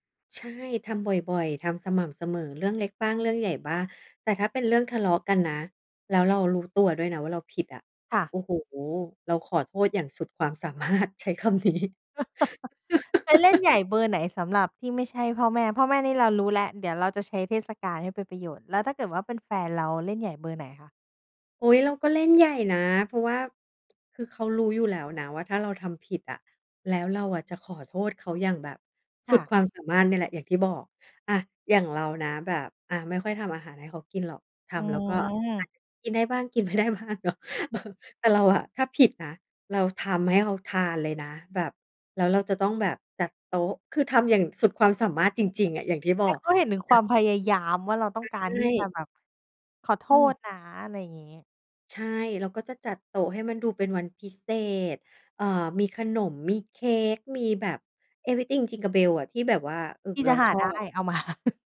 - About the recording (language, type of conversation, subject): Thai, podcast, คำพูดที่สอดคล้องกับการกระทำสำคัญแค่ไหนสำหรับคุณ?
- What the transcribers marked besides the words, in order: chuckle; laughing while speaking: "สามารถ ใช้คำนี้"; laugh; tsk; laughing while speaking: "ไม่ได้บ้างเนาะ เออ"; chuckle; other noise; laughing while speaking: "มา"; chuckle